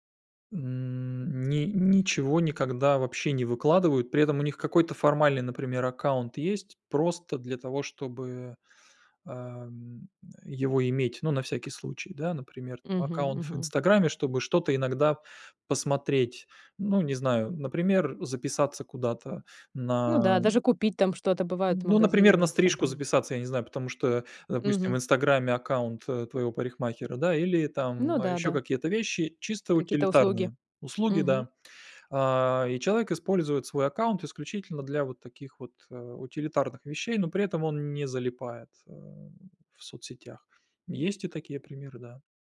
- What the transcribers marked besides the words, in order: none
- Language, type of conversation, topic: Russian, podcast, Почему, по-твоему, нам так трудно оторваться от социальных сетей?